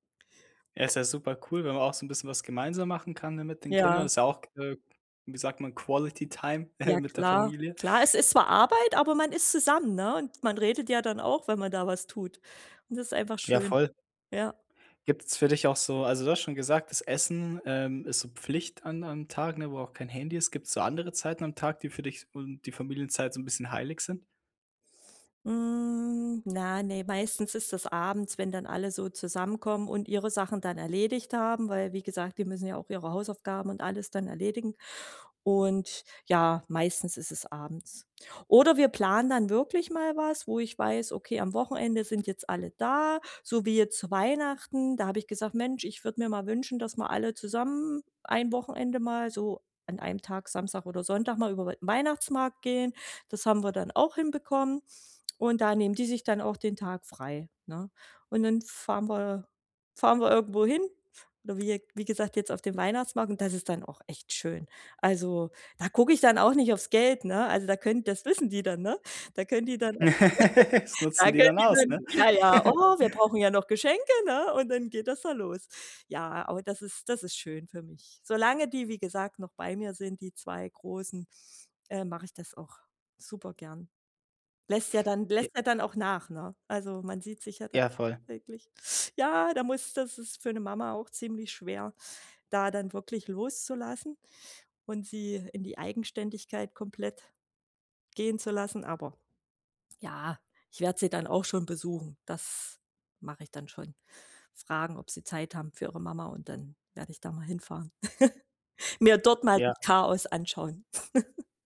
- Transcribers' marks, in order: in English: "Quality-Time"; chuckle; drawn out: "Hm"; laugh; chuckle; unintelligible speech; chuckle
- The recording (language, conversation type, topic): German, podcast, Wie schafft ihr es trotz Stress, jeden Tag Familienzeit zu haben?